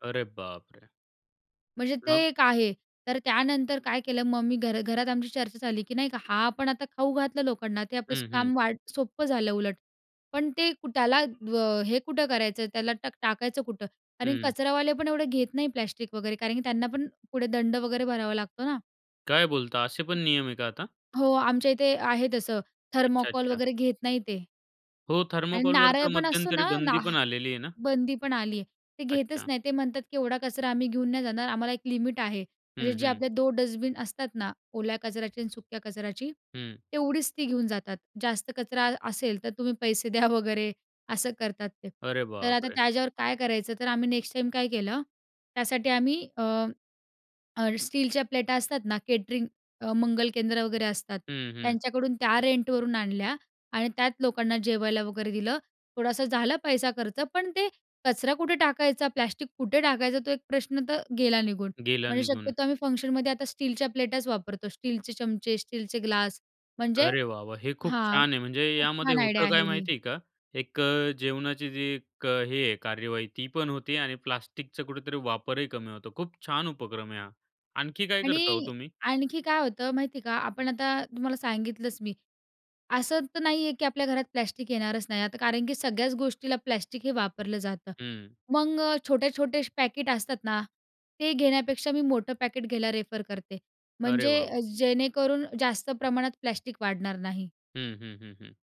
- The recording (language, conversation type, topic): Marathi, podcast, तुमच्या घरात प्लास्टिकचा वापर कमी करण्यासाठी तुम्ही काय करता?
- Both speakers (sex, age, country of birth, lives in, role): female, 20-24, India, India, guest; male, 25-29, India, India, host
- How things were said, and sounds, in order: surprised: "अरे बापरे!"; surprised: "काय बोलता असे पण नियम आहे का आता?"; other background noise; laughing while speaking: "द्या वगैरे"; surprised: "अरे बापरे!"; in English: "फंक्शनमध्ये"; in English: "आयडिया"; in English: "रेफर"